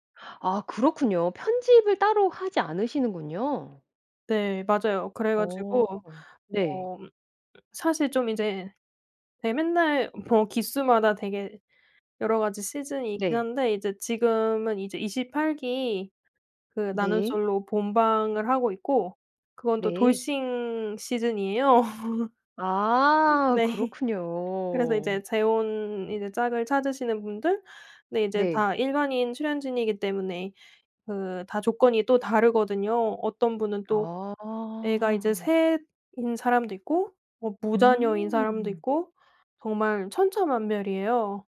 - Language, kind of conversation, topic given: Korean, podcast, 누군가에게 추천하고 싶은 도피용 콘텐츠는?
- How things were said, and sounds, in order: other background noise; laugh; laughing while speaking: "네"